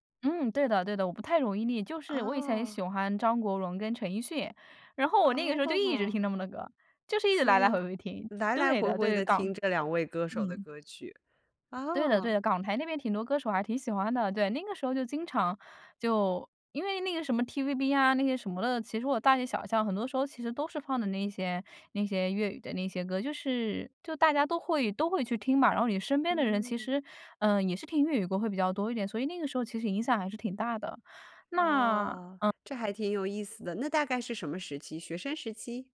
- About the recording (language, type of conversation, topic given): Chinese, podcast, 你有没有哪段时间突然大幅改变了自己的听歌风格？
- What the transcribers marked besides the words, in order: other background noise